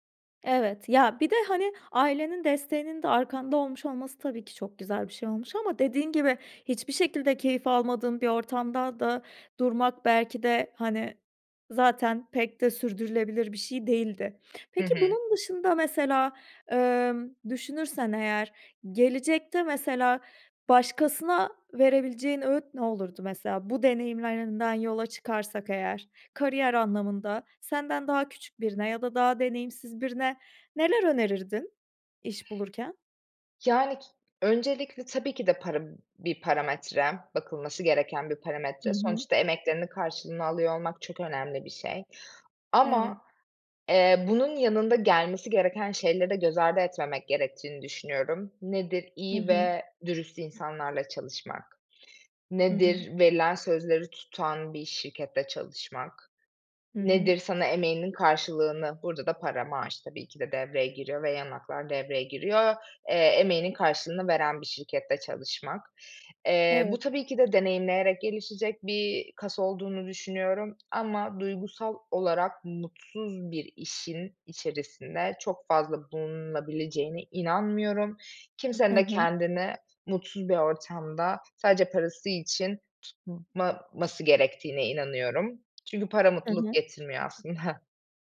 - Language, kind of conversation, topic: Turkish, podcast, Para mı, iş tatmini mi senin için daha önemli?
- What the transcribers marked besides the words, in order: tapping